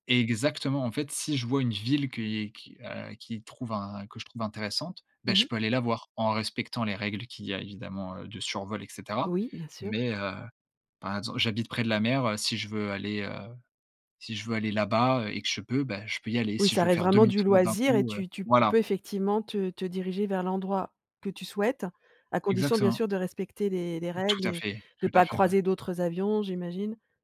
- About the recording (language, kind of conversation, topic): French, podcast, Peux-tu me parler d’un loisir que tu pratiques souvent et m’expliquer pourquoi tu l’aimes autant ?
- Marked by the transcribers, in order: none